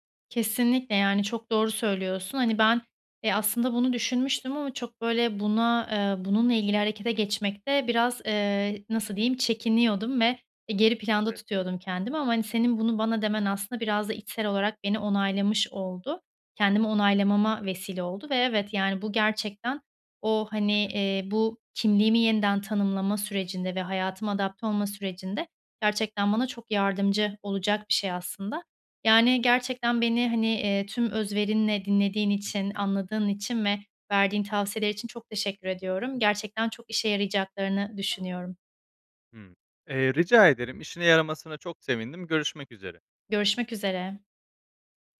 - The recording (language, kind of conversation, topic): Turkish, advice, Büyük bir hayat değişikliğinden sonra kimliğini yeniden tanımlamakta neden zorlanıyorsun?
- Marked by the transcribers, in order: tapping; other background noise